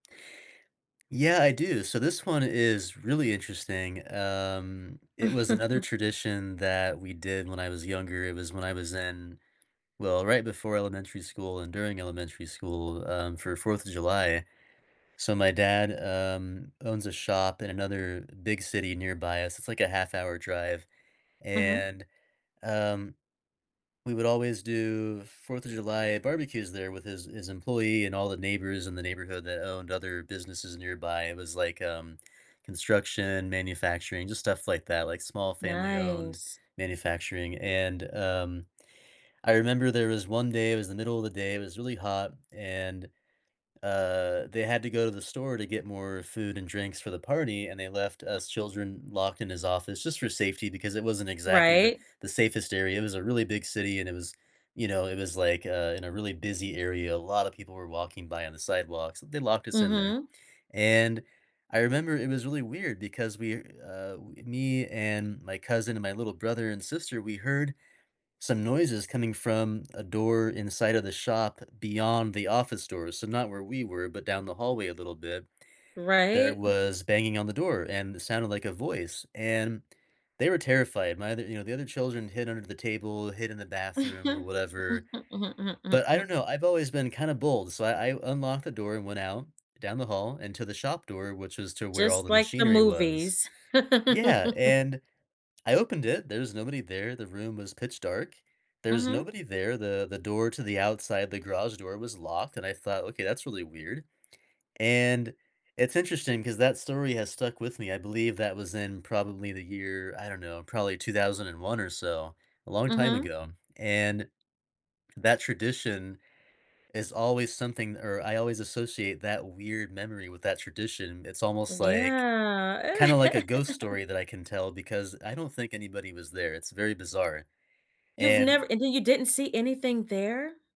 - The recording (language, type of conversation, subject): English, unstructured, What is a favorite family tradition you remember from growing up?
- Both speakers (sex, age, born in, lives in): female, 40-44, United States, United States; male, 35-39, United States, United States
- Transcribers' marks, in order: chuckle; other background noise; tapping; chuckle; laugh; laugh